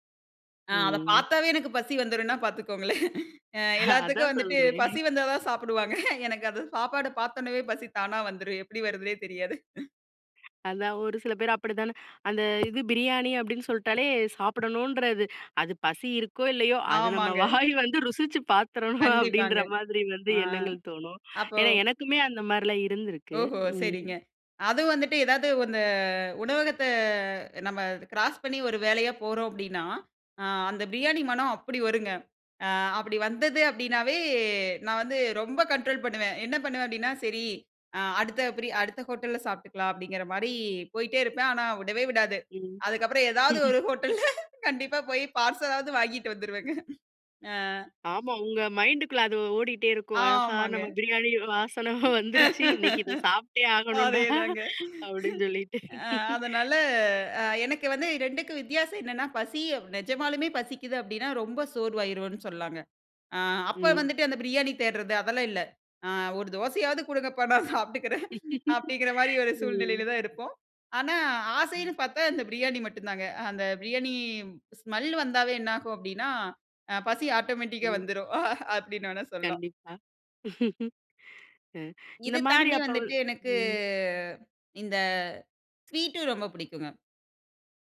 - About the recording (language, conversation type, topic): Tamil, podcast, பசியா அல்லது உணவுக்கான ஆசையா என்பதை எப்படி உணர்வது?
- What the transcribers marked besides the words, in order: other background noise; chuckle; chuckle; laughing while speaking: "வாய் வந்து ருசிச்சு பார்த்துரணும்"; drawn out: "அந்த உணவகத்த"; drawn out: "அப்படினாவே"; chuckle; laughing while speaking: "ஹோட்டல்ல"; chuckle; laugh; laughing while speaking: "வந்துருச்சி"; chuckle; laughing while speaking: "ஆகணும்டா! அப்படின்னு சொல்லிட்டு"; laughing while speaking: "நான் சாப்பட்டுக்குறேன்"; chuckle; chuckle; chuckle; drawn out: "எனக்கு"